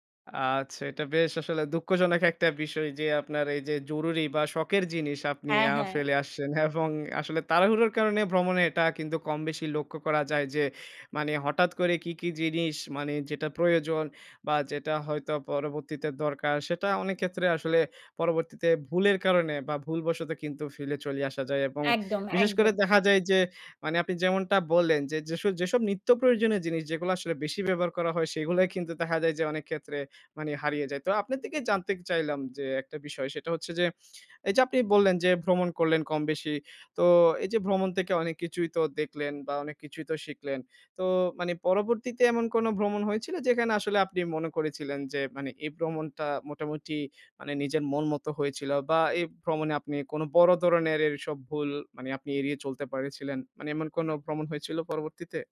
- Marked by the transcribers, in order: chuckle; other background noise; "থেকে" said as "তেকে"; "ধরনের" said as "দরনের"; "এসব" said as "এরসব"; "পেরেছিলেন" said as "পারেছিলেন"
- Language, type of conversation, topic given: Bengali, podcast, ভ্রমণে তোমার সবচেয়ে বড় ভুলটা কী ছিল, আর সেখান থেকে তুমি কী শিখলে?